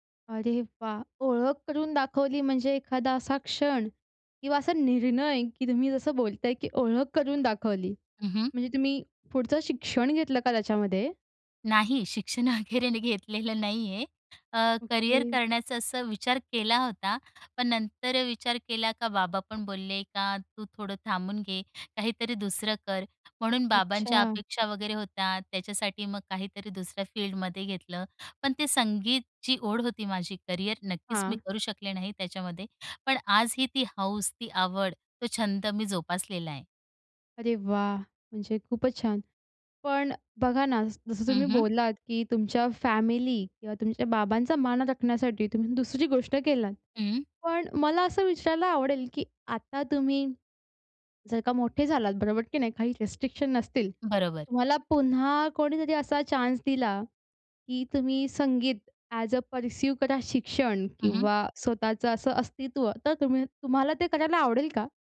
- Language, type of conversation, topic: Marathi, podcast, संगीताने तुमची ओळख कशी घडवली?
- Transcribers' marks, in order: laughing while speaking: "अगैरे घेतलेलं नाही आहे"; "वगैरे" said as "अगैरे"; other background noise; in English: "फील्डमध्ये"; in English: "रिस्ट्रिक्शन"; in English: "चान्स"; in English: "ॲज अ परसिव"